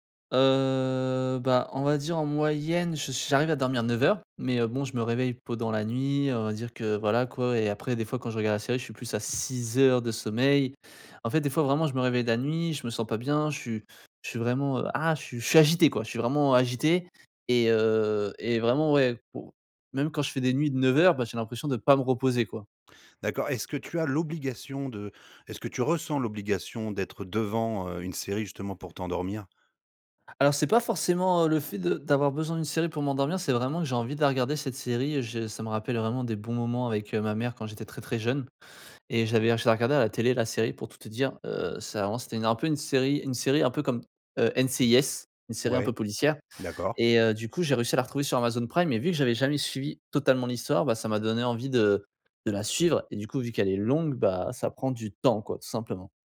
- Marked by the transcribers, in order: drawn out: "Heu"; "pendant" said as "podant"; tapping; stressed: "pas"; stressed: "temps"
- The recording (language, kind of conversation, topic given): French, advice, Pourquoi suis-je constamment fatigué, même après une longue nuit de sommeil ?
- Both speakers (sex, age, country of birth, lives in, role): male, 20-24, France, France, user; male, 40-44, France, France, advisor